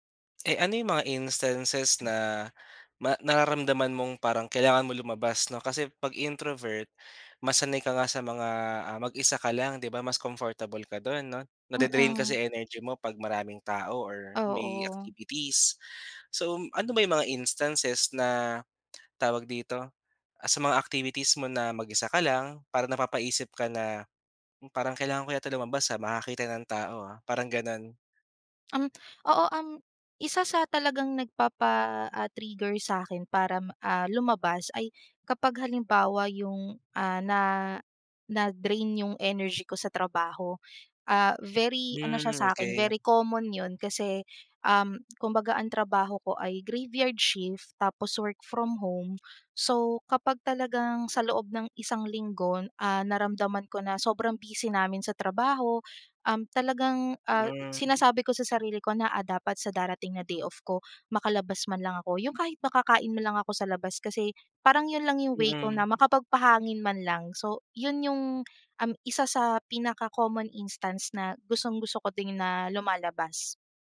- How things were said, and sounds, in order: tapping; tongue click; "lang" said as "mlang"; "din" said as "ding"
- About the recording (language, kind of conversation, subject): Filipino, podcast, Ano ang simpleng ginagawa mo para hindi maramdaman ang pag-iisa?